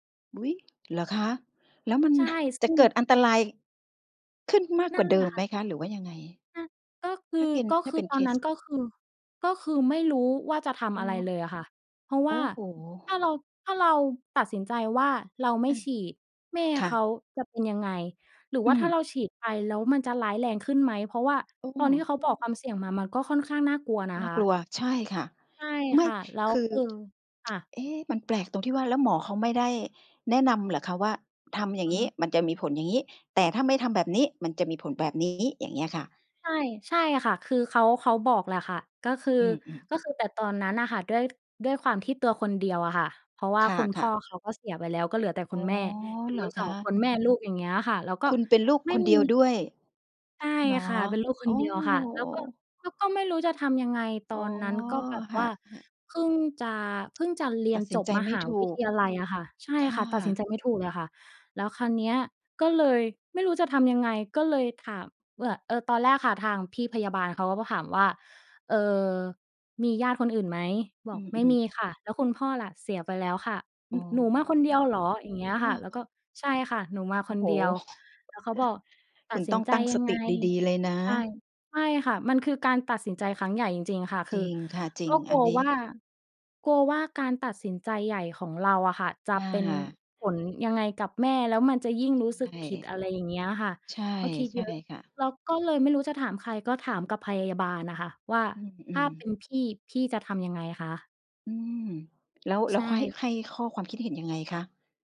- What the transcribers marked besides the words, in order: tapping; other background noise; tsk; chuckle
- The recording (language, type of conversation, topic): Thai, podcast, คุณช่วยเล่าให้ฟังได้ไหมว่าการตัดสินใจครั้งใหญ่ที่สุดในชีวิตของคุณคืออะไร?